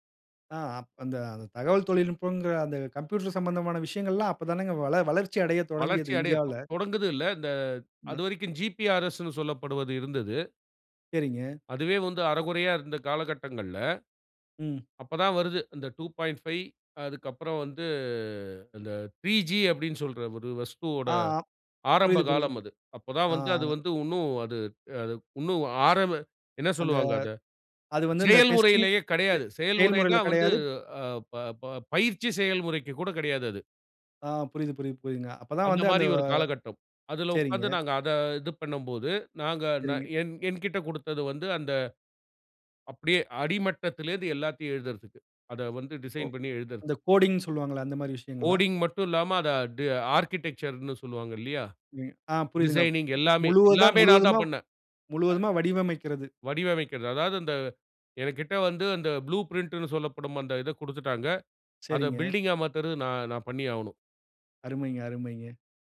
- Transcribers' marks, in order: in English: "டெஸ்டிங்"; in English: "டிசைன்"; in English: "கோடிங்ணு"; in English: "கோடிங்"; in English: "ஆர்க்கிடெக்சர்ன்னு"; in English: "டிசைனிங்"; in English: "ப்ளூ பிரிண்ட்ணு"
- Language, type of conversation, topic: Tamil, podcast, வழிகாட்டியுடன் திறந்த உரையாடலை எப்படித் தொடங்குவது?